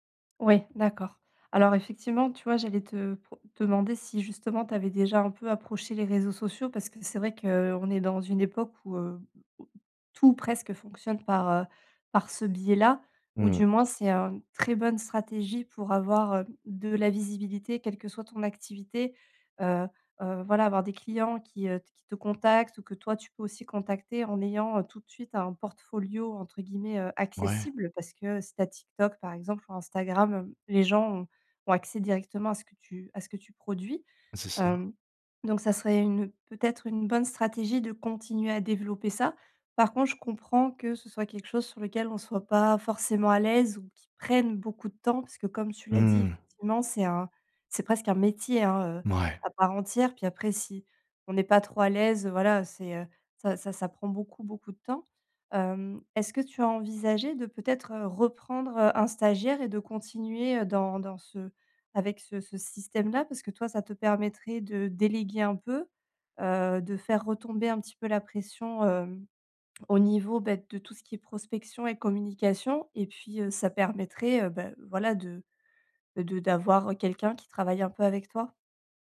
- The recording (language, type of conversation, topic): French, advice, Comment gérer la croissance de mon entreprise sans trop de stress ?
- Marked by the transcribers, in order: none